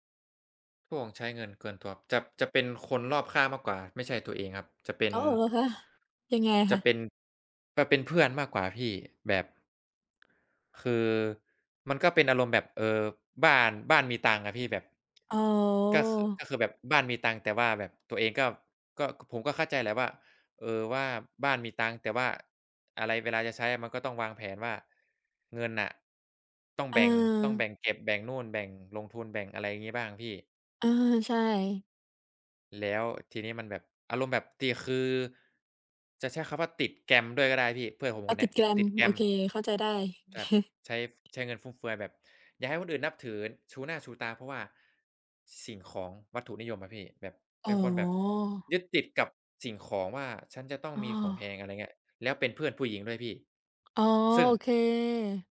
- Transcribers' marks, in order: other background noise; tapping
- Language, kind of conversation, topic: Thai, unstructured, ความล้มเหลวเคยสอนอะไรคุณเกี่ยวกับอนาคตบ้างไหม?
- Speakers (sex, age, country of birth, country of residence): female, 20-24, Thailand, Belgium; male, 20-24, Thailand, Thailand